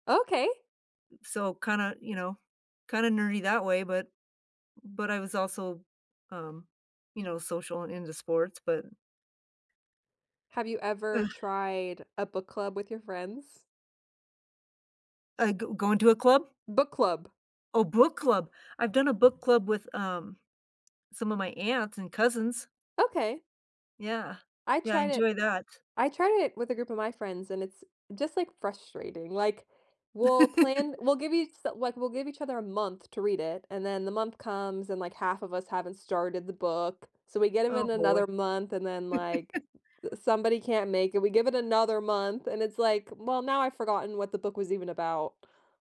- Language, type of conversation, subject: English, unstructured, What do you like doing for fun with friends?
- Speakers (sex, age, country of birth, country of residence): female, 30-34, United States, United States; female, 60-64, United States, United States
- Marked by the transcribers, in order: chuckle; chuckle